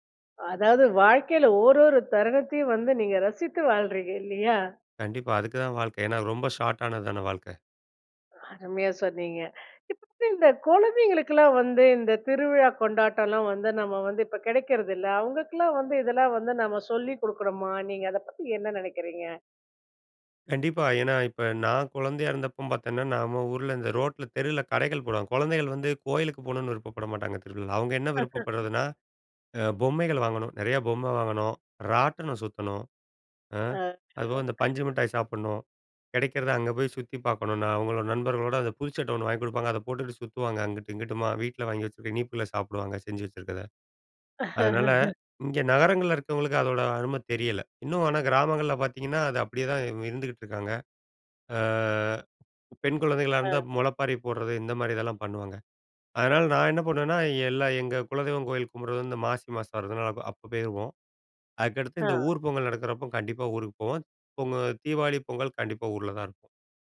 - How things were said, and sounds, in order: "ஓவ்வொரு" said as "ஓரொரு"; in English: "ஷார்ட்"; breath; "இருந்தப்ப" said as "இருந்தப்பம்"; unintelligible speech; laugh; unintelligible speech; laugh; drawn out: "அ"
- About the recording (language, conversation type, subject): Tamil, podcast, வெவ்வேறு திருவிழாக்களை கொண்டாடுவது எப்படி இருக்கிறது?